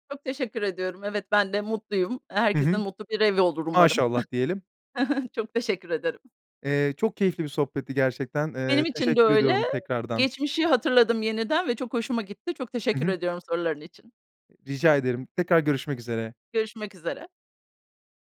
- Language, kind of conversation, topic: Turkish, podcast, Sıkışık bir evde düzeni nasıl sağlayabilirsin?
- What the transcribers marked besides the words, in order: chuckle